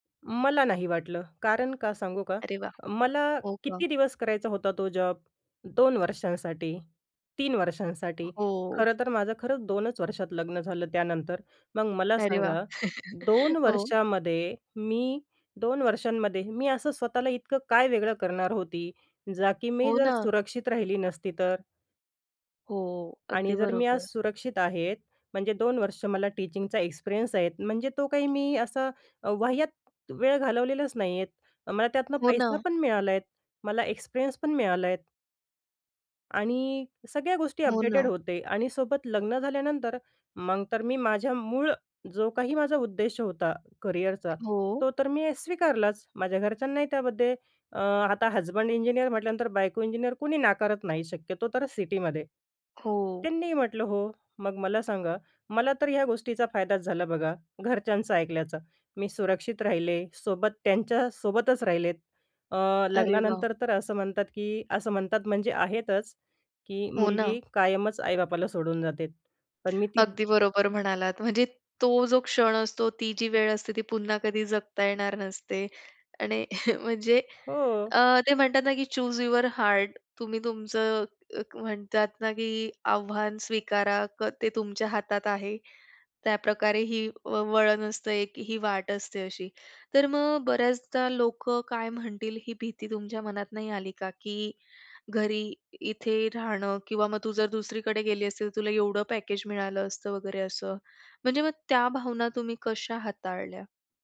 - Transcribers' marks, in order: chuckle; in English: "टीचिंगचा एक्सपिरियन्स"; other noise; in English: "एक्सपिरियन्स"; in English: "अपडेटेड"; in English: "करिअरचा"; in English: "हसबंड"; in English: "सिटीमध्ये"; chuckle; in English: "चूज युवर हार्ट"; in English: "पॅकेज"
- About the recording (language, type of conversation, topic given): Marathi, podcast, बाह्य अपेक्षा आणि स्वतःच्या कल्पनांमध्ये सामंजस्य कसे साधावे?